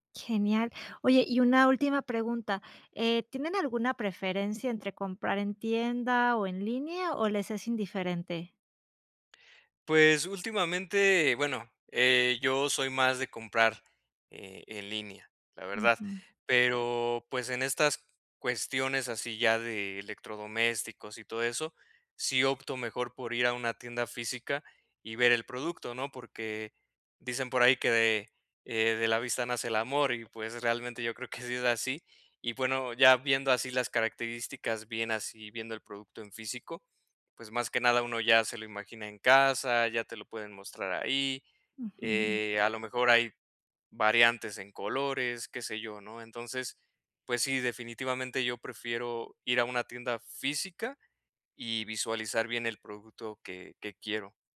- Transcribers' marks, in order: none
- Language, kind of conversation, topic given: Spanish, advice, ¿Cómo puedo encontrar productos con buena relación calidad-precio?